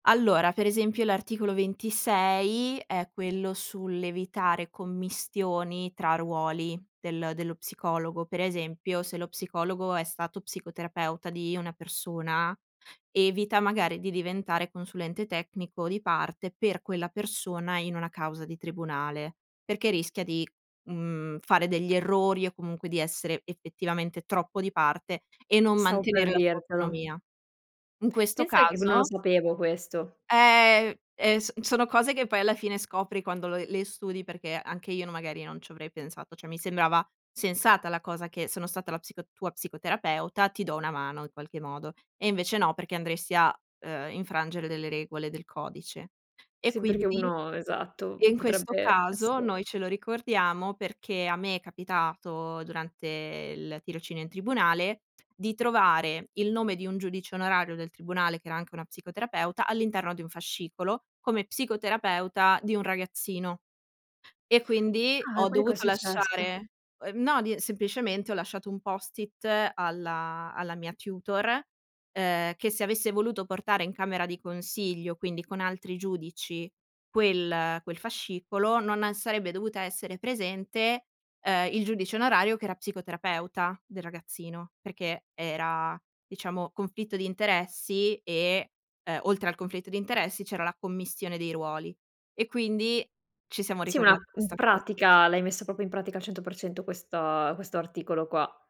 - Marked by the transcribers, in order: tapping; other background noise; "proprio" said as "popio"
- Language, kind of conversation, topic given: Italian, podcast, Come trasformi un argomento noioso in qualcosa di interessante?